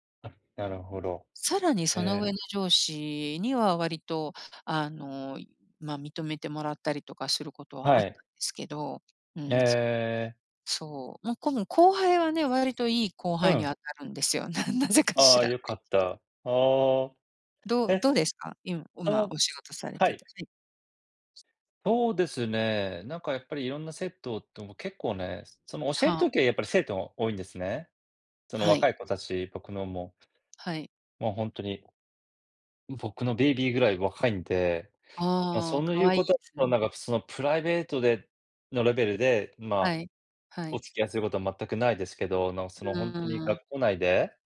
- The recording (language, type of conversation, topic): Japanese, unstructured, 仕事中に経験した、嬉しいサプライズは何ですか？
- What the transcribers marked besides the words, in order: laughing while speaking: "な なぜかしら"; other noise